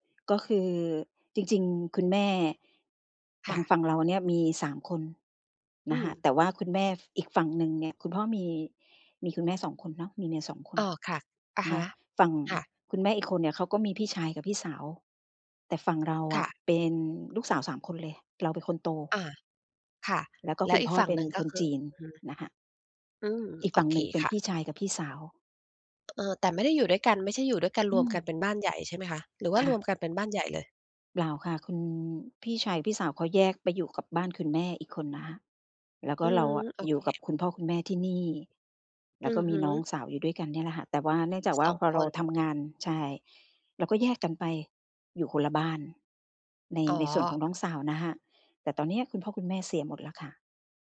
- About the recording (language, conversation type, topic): Thai, advice, ฉันจะเริ่มเปลี่ยนกรอบความคิดที่จำกัดตัวเองได้อย่างไร?
- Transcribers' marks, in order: tapping